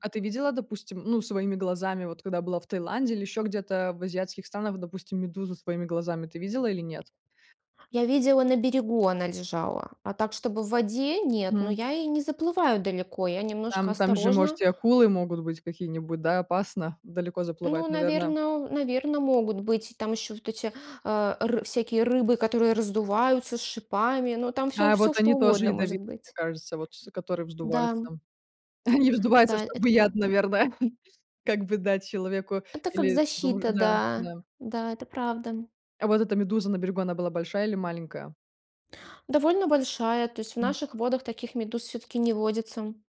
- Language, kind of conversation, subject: Russian, podcast, Какое природное место вдохновляет тебя больше всего и почему?
- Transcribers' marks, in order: tapping; laughing while speaking: "Они вздуваются, чтобы яд, наверное"